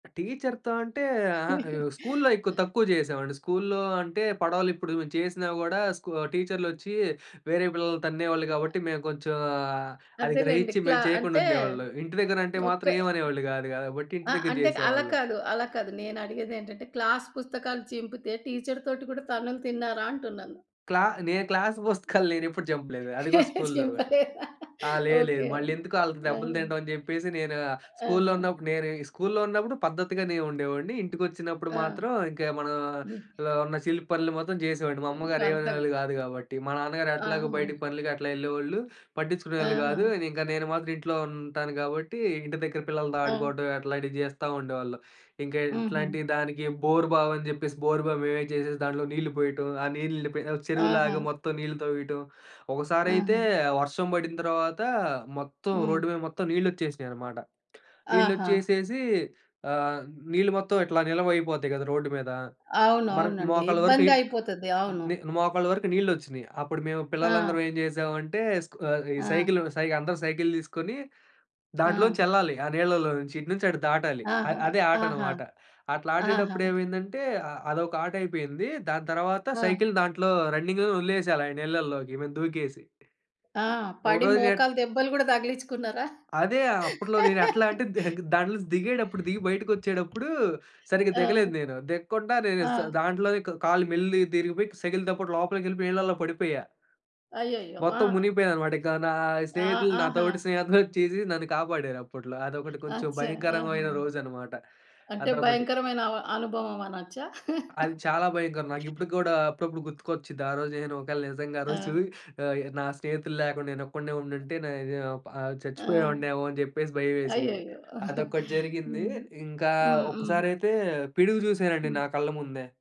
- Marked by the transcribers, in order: in English: "టీచర్‌తో"; chuckle; other background noise; in English: "క్లాస్"; in English: "టీచర్"; in English: "క్లాస్"; giggle; laughing while speaking: "చింపలేదా?"; other noise; in English: "రన్నింగ్‌లో"; laugh; chuckle; chuckle
- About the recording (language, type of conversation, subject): Telugu, podcast, వర్షాకాలంలో నీకు గుర్తుండిపోయిన ఒక ప్రత్యేక అనుభవాన్ని చెప్పగలవా?